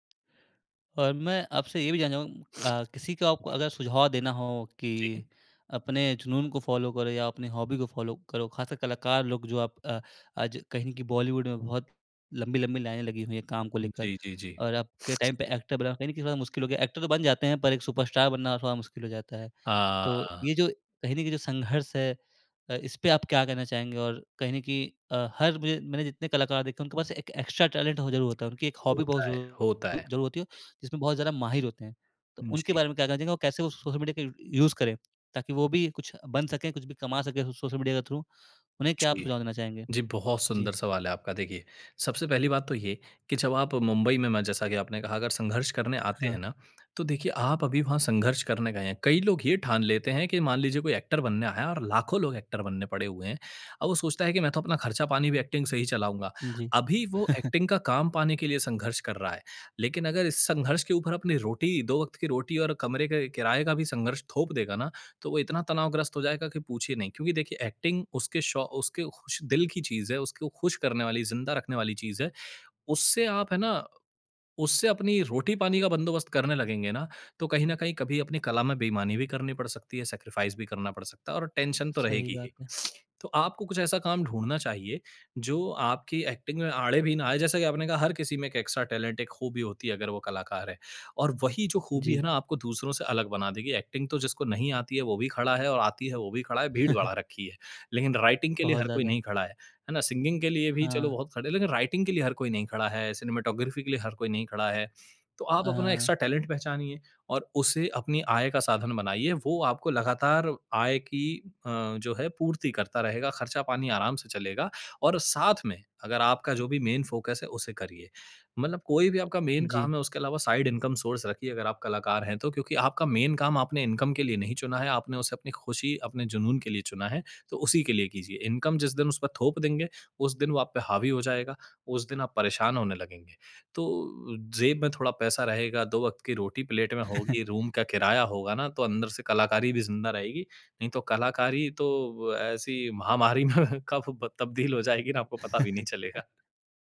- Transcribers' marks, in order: sniff; in English: "फ़ॉलो"; other background noise; in English: "हॉबी"; in English: "फ़ॉलो"; in English: "टाइम"; in English: "एक्टर"; sniff; in English: "एक्टर"; in English: "सुपरस्टार"; in English: "एक्स्ट्रा टैलेंट"; in English: "हॉबी"; in English: "यूज़"; in English: "थ्रू?"; tapping; in English: "एक्टर"; in English: "एक्टर"; in English: "एक्टिंग"; chuckle; in English: "एक्टिंग"; in English: "एक्टिंग"; in English: "सैक्रिफ़ाइज़"; in English: "टेंशन"; in English: "एक्टिंग"; in English: "एक्स्ट्रा टैलेंट"; in English: "एक्टिंग"; chuckle; in English: "राइटिंग"; in English: "सिंगिंग"; in English: "राइटिंग"; in English: "सिनेमेटोग्राफ़ी"; in English: "एक्स्ट्रा टैलेंट"; in English: "मेन फ़ोकस"; in English: "मेन"; in English: "साइड इनकम सोर्स"; in English: "मेन"; in English: "इनकम"; in English: "इनकम"; chuckle; in English: "प्लेट"; in English: "रूम"; laughing while speaking: "में कब ब तब्दील हो जाएगी ना, आपको पता भी नहीं चलेगा"; chuckle
- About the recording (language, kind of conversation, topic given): Hindi, podcast, किस शौक में आप इतना खो जाते हैं कि समय का पता ही नहीं चलता?